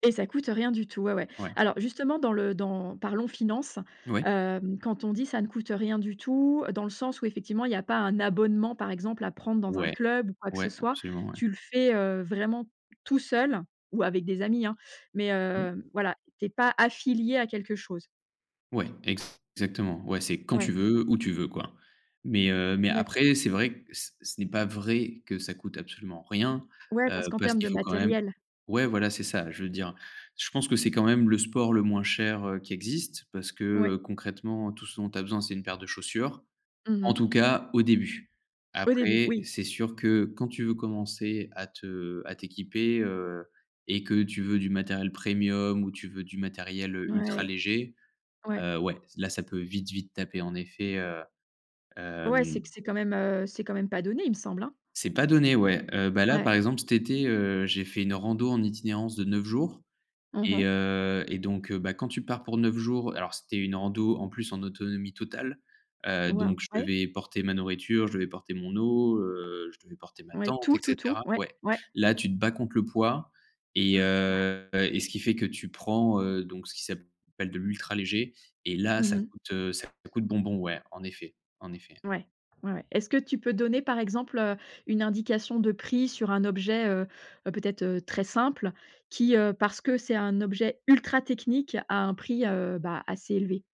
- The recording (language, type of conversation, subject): French, podcast, Peux-tu me parler d’une activité relaxante qui ne coûte presque rien ?
- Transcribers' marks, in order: stressed: "abonnement"; tapping; other background noise; gasp